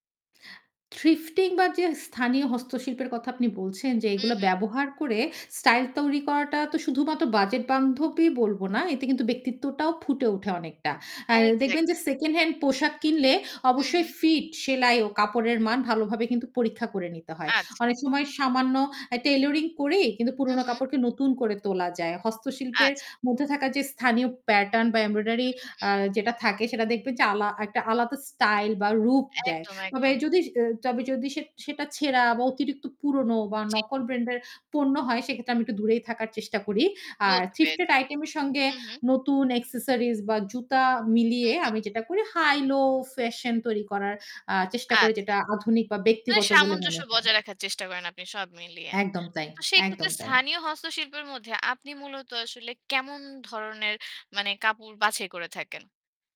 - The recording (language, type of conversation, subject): Bengali, podcast, বাজেটের মধ্যে থেকেও কীভাবে স্টাইল বজায় রাখবেন?
- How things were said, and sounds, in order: static; in English: "থ্রিফটিং"; in English: "সেকেন্ড হ্যান্ড"; in English: "ফিট"; in English: "টেইলারিং"; in English: "প্যাটার্ন"; distorted speech; in English: "এমব্রয়ডারি"; in English: "থ্রীফটেড আইটেম"; in English: "অ্যাক্সেসরিজ"; in English: "হাই লো ফ্যাশন"